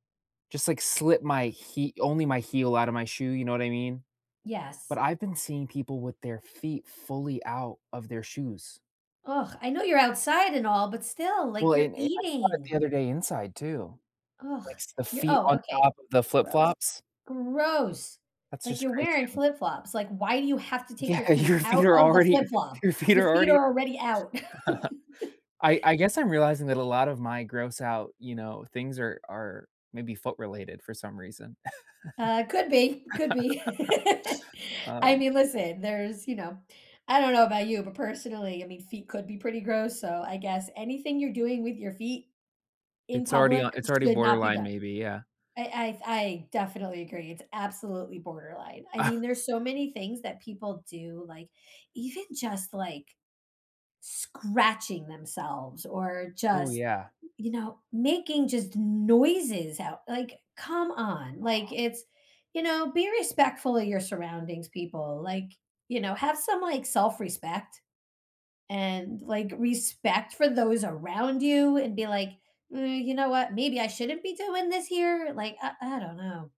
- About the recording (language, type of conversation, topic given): English, unstructured, What’s the grossest habit you’ve seen in public?
- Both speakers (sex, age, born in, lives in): female, 50-54, United States, United States; male, 30-34, United States, United States
- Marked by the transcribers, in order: disgusted: "Ugh"; chuckle; laugh; laugh; stressed: "scratching"